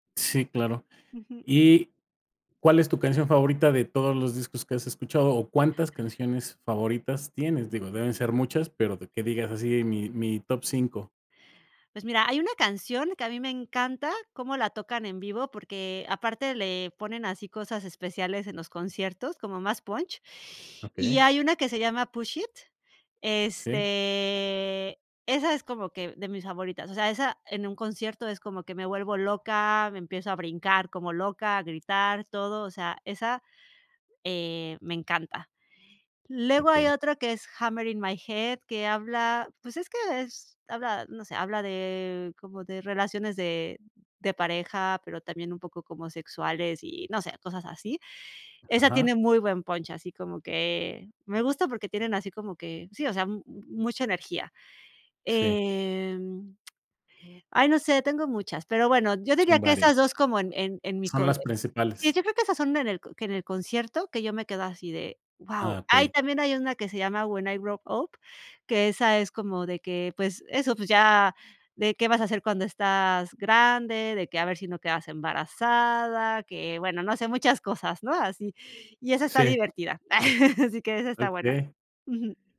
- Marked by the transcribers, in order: in English: "punch"; in English: "punch"; laugh
- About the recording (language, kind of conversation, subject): Spanish, podcast, ¿Qué músico descubriste por casualidad que te cambió la vida?